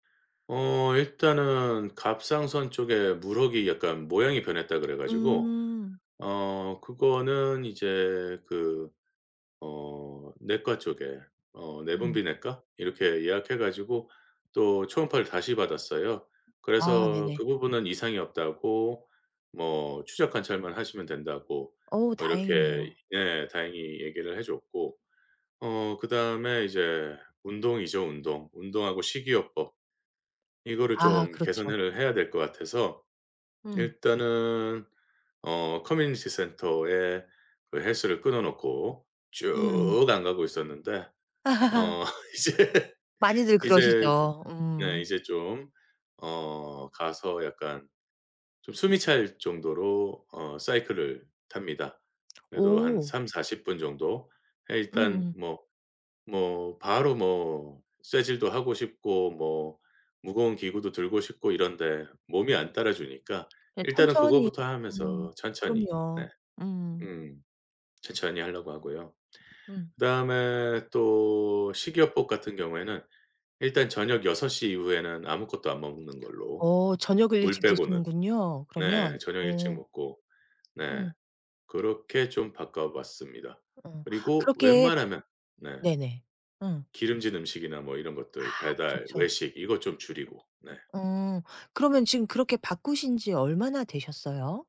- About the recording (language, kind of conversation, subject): Korean, advice, 건강 문제 진단을 받은 뒤 불확실한 미래가 걱정될 때 어떻게 해야 하나요?
- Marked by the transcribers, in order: other background noise; tapping; laugh; laughing while speaking: "이제"